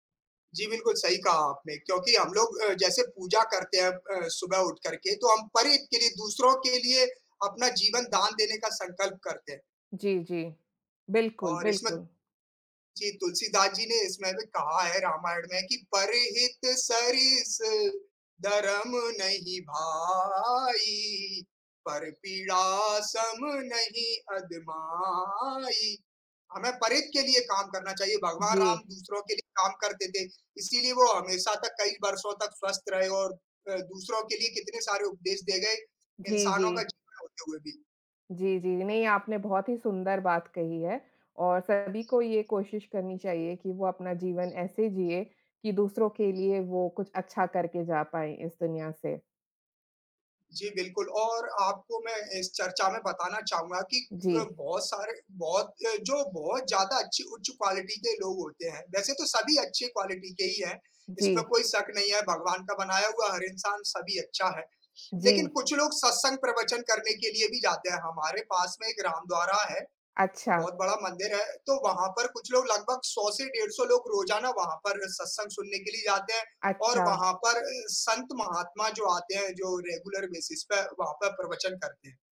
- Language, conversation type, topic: Hindi, unstructured, आप अपने दिन की शुरुआत कैसे करते हैं?
- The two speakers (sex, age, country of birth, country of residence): female, 35-39, India, India; male, 35-39, India, India
- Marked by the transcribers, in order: singing: "परिहित सरिस धर्म नहीं भाई। पर पीड़ा सम नहीं अदमाई"; in English: "क्वालिटी"; in English: "क्वालिटी"; in English: "रेगुलर बेसिस"